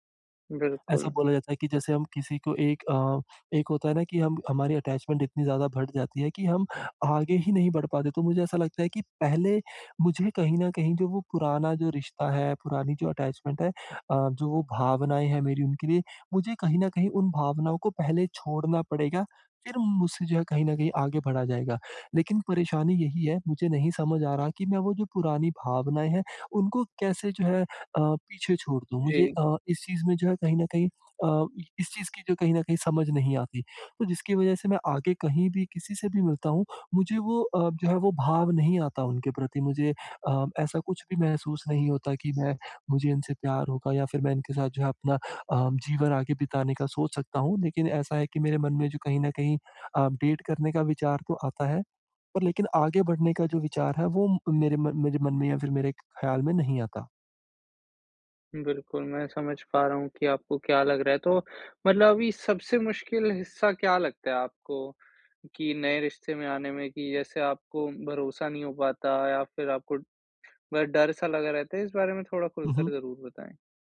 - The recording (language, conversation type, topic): Hindi, advice, मैं भावनात्मक बोझ को संभालकर फिर से प्यार कैसे करूँ?
- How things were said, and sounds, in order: tapping; in English: "अटैचमेंट"; in English: "अटैचमेंट"; in English: "डेट"